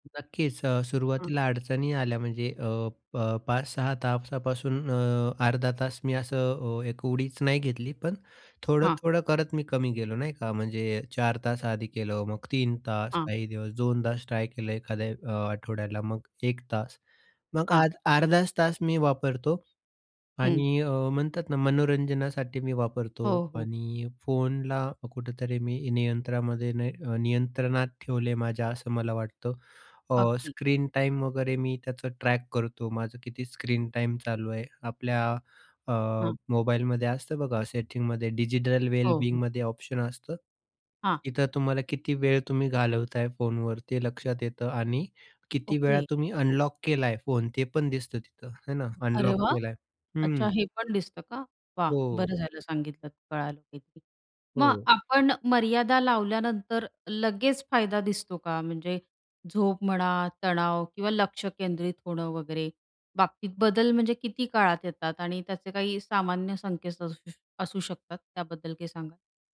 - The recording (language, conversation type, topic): Marathi, podcast, सोशल मीडियावर वेळेची मर्यादा घालण्याबद्दल तुमचे मत काय आहे?
- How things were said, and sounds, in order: "तासापासून" said as "तापसापासून"; in English: "ट्रॅक"; in English: "अनलॉक"; other background noise; in English: "अनलॉक"; tapping